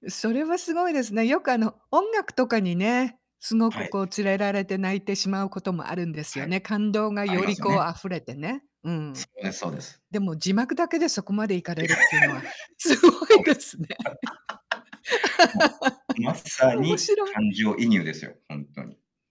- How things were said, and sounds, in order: laughing while speaking: "そうです。もう"; laughing while speaking: "すごいですね。面白い"
- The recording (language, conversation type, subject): Japanese, unstructured, 映画やドラマを見て泣いたのはなぜですか？